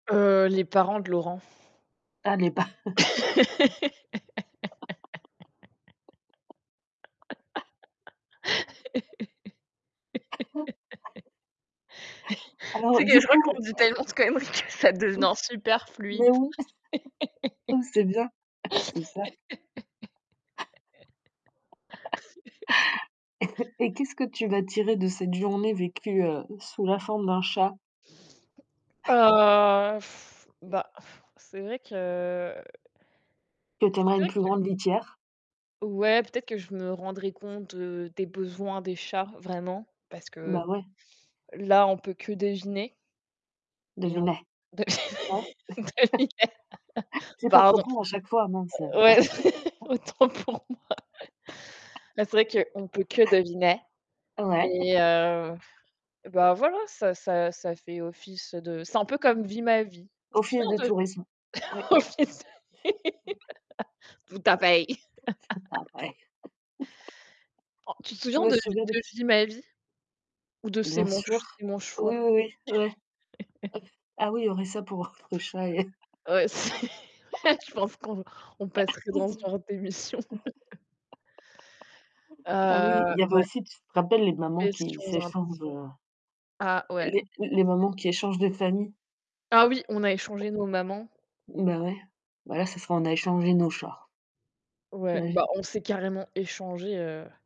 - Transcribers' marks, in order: laugh; laugh; other background noise; laugh; unintelligible speech; distorted speech; laugh; tapping; unintelligible speech; chuckle; unintelligible speech; laugh; static; cough; laugh; drawn out: "Heu"; blowing; put-on voice: "Deviné !"; unintelligible speech; laugh; laughing while speaking: "dev deviné"; laugh; laughing while speaking: "au temps pour moi"; laugh; chuckle; laugh; put-on voice: "deviner"; laugh; unintelligible speech; laugh; put-on voice: "Montre ta paie !"; laugh; chuckle; other noise; laugh; unintelligible speech; laugh; laughing while speaking: "c'est"; laugh; laugh; chuckle; unintelligible speech
- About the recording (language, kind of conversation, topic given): French, unstructured, Que changeriez-vous si vous pouviez vivre une journée entière dans la peau d’un animal ?